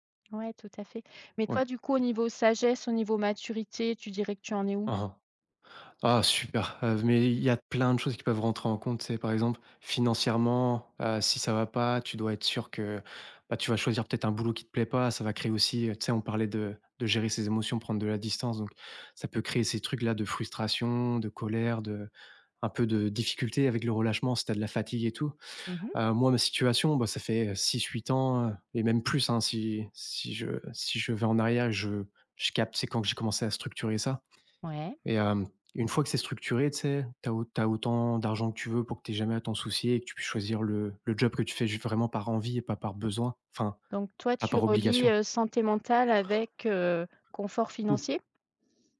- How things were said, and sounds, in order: other background noise
- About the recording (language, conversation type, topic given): French, podcast, Comment poses-tu des limites pour protéger ta santé mentale ?